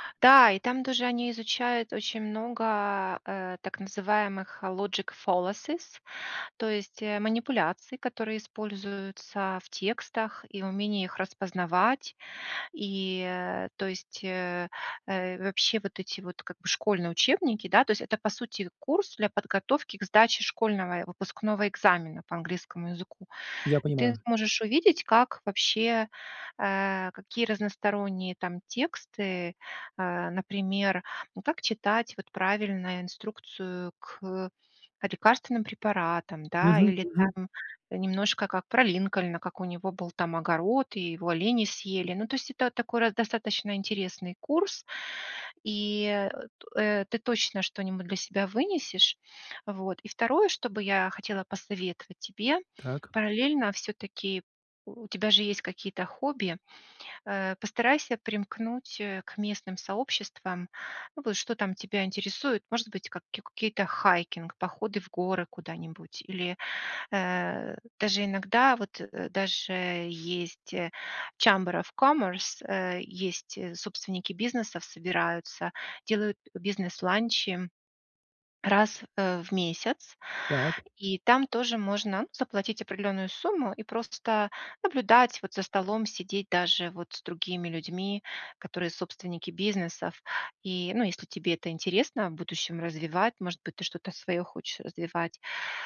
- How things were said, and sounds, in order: in English: "logic fallacies"; grunt; "какие-то" said as "кикукие-то"; in English: "Сhamber of commerce"
- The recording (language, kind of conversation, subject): Russian, advice, Как мне легче заводить друзей в новой стране и в другой культуре?